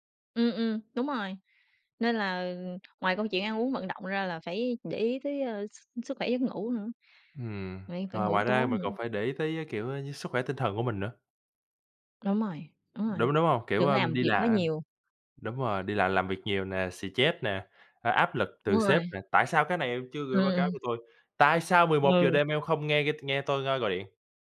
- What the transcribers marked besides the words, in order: tapping; other background noise; "stress" said as "xì-chét"
- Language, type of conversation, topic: Vietnamese, unstructured, Bạn thường làm gì mỗi ngày để giữ sức khỏe?